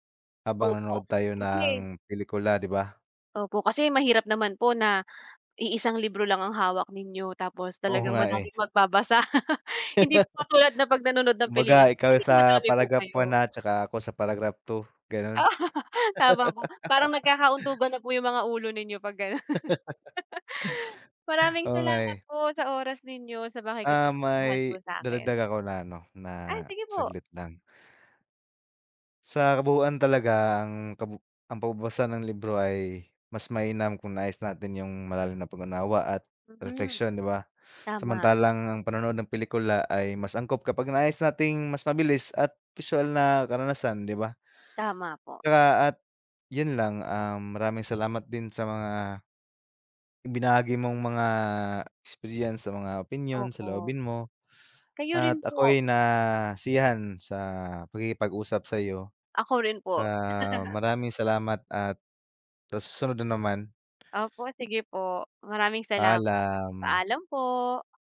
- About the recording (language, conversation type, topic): Filipino, unstructured, Alin ang pipiliin mo: magbasa ng libro o manood ng pelikula?
- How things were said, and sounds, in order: laugh; tapping; chuckle; chuckle; laugh; laugh; laughing while speaking: "ganon"; laugh; other background noise; chuckle; drawn out: "Paalam"